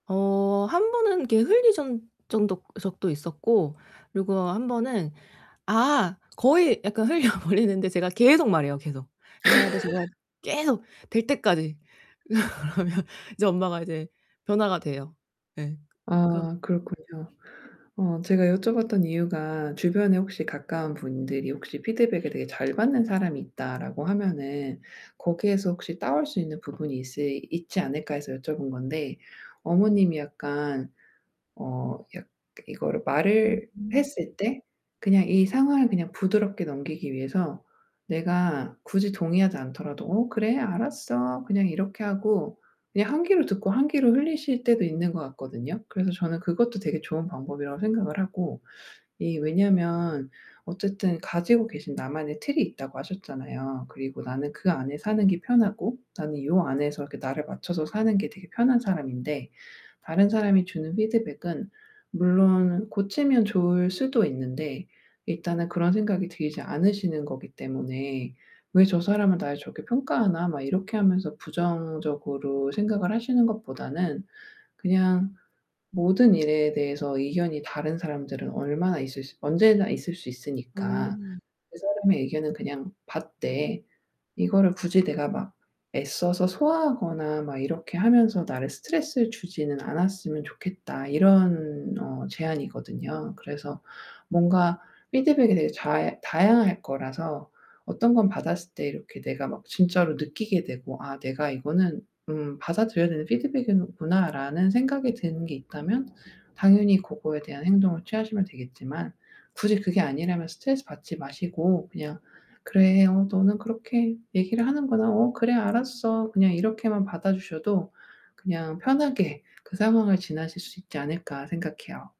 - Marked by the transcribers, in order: "흘린" said as "흘리"; other background noise; laughing while speaking: "흘려버리는데"; tapping; laugh; unintelligible speech; laugh; laughing while speaking: "그러면"; distorted speech
- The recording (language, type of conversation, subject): Korean, advice, 상대가 방어적이지 않게 건설적인 피드백을 효과적으로 전달하는 기본 원칙은 무엇인가요?